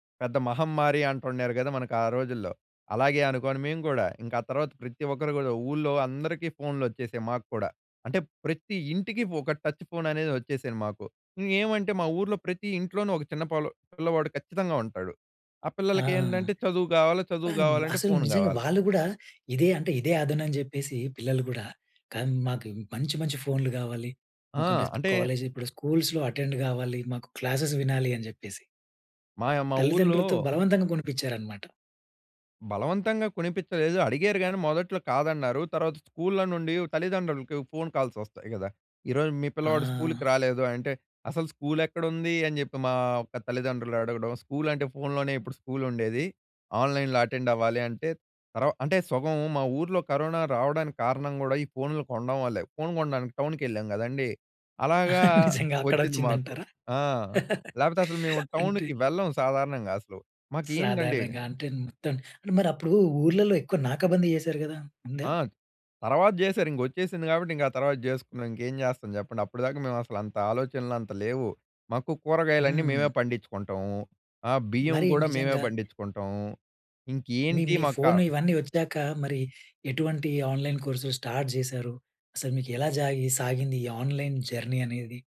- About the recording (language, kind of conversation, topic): Telugu, podcast, ఆన్‌లైన్ కోర్సులు మీకు ఎలా ఉపయోగపడాయి?
- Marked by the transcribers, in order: in English: "టచ్ ఫోన్"; in English: "స్కూల్స్‌లో అటెండ్"; in English: "క్లాసెస్"; in English: "ఫోన్ కాల్స్"; in English: "ఆన్‌లైన్‌లో అటెండ్"; chuckle; in English: "టౌన్‍కి"; chuckle; in English: "టౌన్‌కి"; in English: "ఆన్‍లైన్"; in English: "స్టార్ట్"; in English: "ఆన్‌లైన్ జర్నీ"